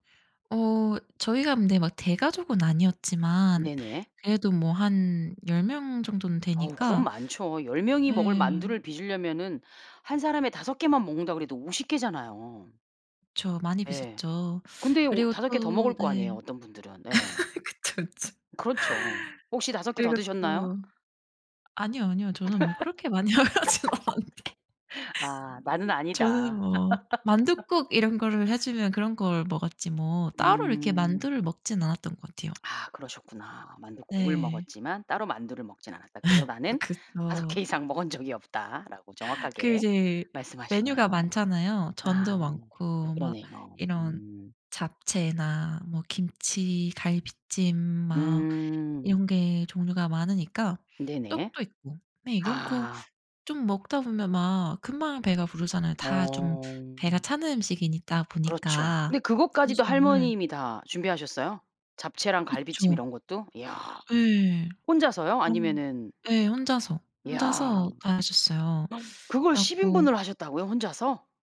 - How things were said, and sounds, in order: chuckle; laughing while speaking: "그쵸, 그쵸"; tapping; laughing while speaking: "많이 먹진 않았는데"; laugh; chuckle; laugh; laughing while speaking: "다섯 개 이상 먹은 적이 없다"; other background noise
- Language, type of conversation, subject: Korean, podcast, 명절이나 축제는 보통 어떻게 보내셨어요?
- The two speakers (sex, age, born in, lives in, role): female, 30-34, South Korea, United States, guest; female, 45-49, South Korea, United States, host